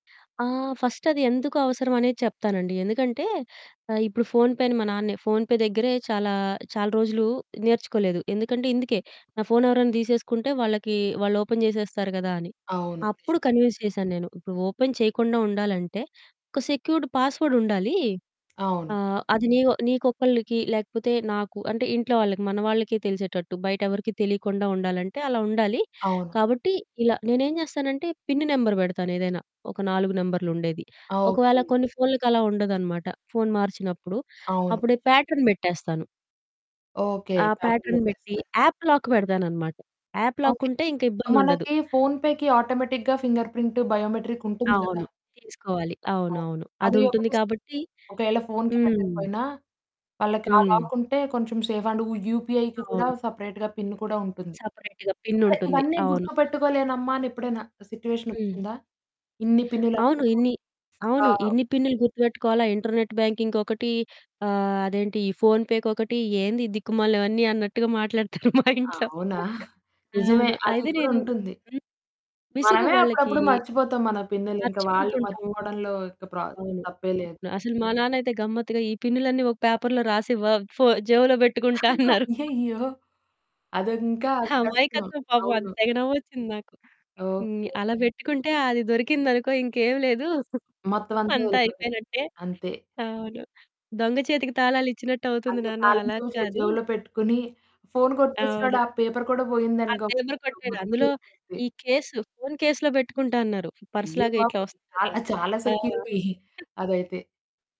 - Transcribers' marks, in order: in English: "ఫస్ట్"; in English: "ఫోన్ పేని"; in English: "ఫోన్‌పే"; in English: "ఓపెన్"; other background noise; in English: "కన్విన్స్"; in English: "ఓపెన్"; in English: "సెక్యూర్డ్ పాస్వర్డ్"; in English: "పిన్ నెంబర్"; in English: "ప్యాటర్న్"; in English: "పాటర్న్"; in English: "ప్యాటర్న్"; in English: "యాప్ లాక్"; in English: "యాప్"; static; in English: "ఫోన్‌పేకి ఆటోమేటిక్‌గా"; in English: "బయోమెట్రిక్"; in English: "లాక్"; in English: "సేఫ్ అండ్"; in English: "సెపరేట్‌గా పిన్"; in English: "సెపరేట్‌గా పిన్"; in English: "ఇంటర్నెట్ బ్యాంకింగ్‌కి"; in English: "ఫోన్ పేకి"; laughing while speaking: "మాట్లాడుతారు. మా ఇంట్లో"; in English: "పేపర్‌లో"; laughing while speaking: "పెట్టుకుంటా అన్నారు"; chuckle; giggle; in English: "పేపర్"; distorted speech; in English: "ఫోన్ కేస్‌లో"; in English: "పర్స్"; in English: "సెక్యూరిటీ"
- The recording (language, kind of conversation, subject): Telugu, podcast, పెద్దవారిని డిజిటల్ సేవలు, యాప్‌లు వాడేలా ఒప్పించడంలో మీకు ఇబ్బంది వస్తుందా?